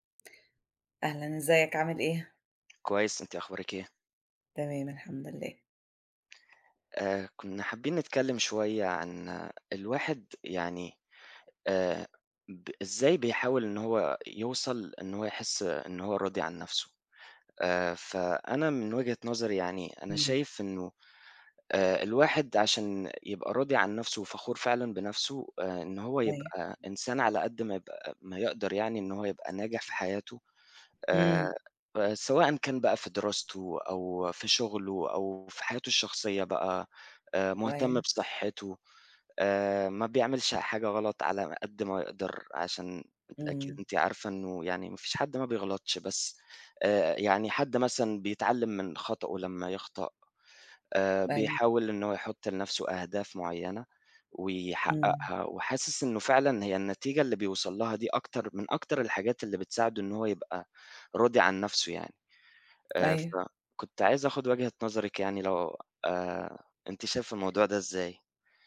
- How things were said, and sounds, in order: other background noise; tapping
- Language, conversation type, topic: Arabic, unstructured, إيه اللي بيخلّيك تحس بالرضا عن نفسك؟